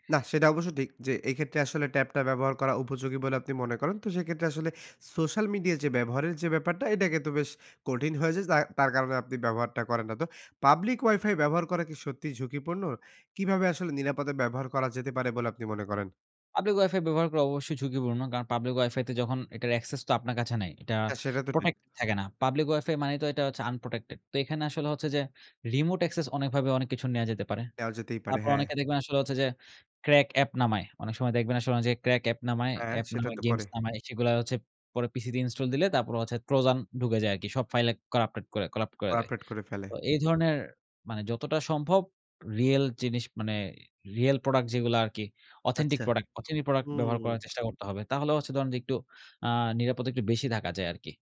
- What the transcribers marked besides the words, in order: in English: "unprotected"; in English: "access"; in English: "crack"; in English: "crack"; "করাপ্ট" said as "কলাপ্ট"
- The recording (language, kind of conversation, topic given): Bengali, podcast, নিরাপত্তা বজায় রেখে অনলাইন উপস্থিতি বাড়াবেন কীভাবে?
- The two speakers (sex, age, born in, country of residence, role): male, 20-24, Bangladesh, Bangladesh, guest; male, 25-29, Bangladesh, Bangladesh, host